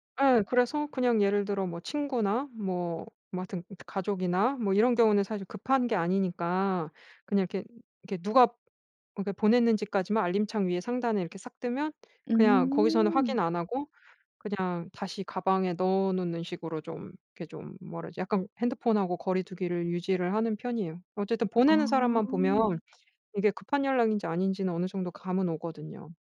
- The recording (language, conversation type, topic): Korean, podcast, 쉬는 날을 진짜로 쉬려면 어떻게 하세요?
- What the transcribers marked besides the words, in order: other background noise